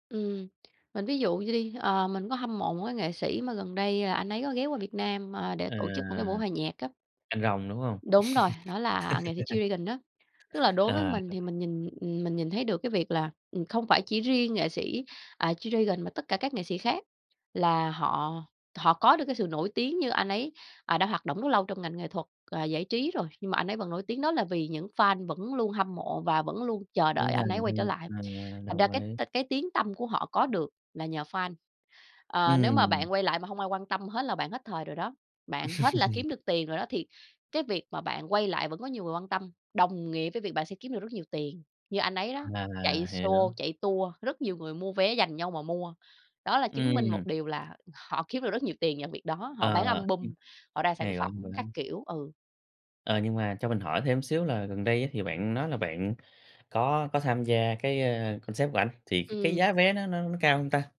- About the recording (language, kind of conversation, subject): Vietnamese, podcast, Bạn cảm nhận fandom ảnh hưởng tới nghệ sĩ thế nào?
- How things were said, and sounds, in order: tapping; laugh; other background noise; chuckle; in English: "concert"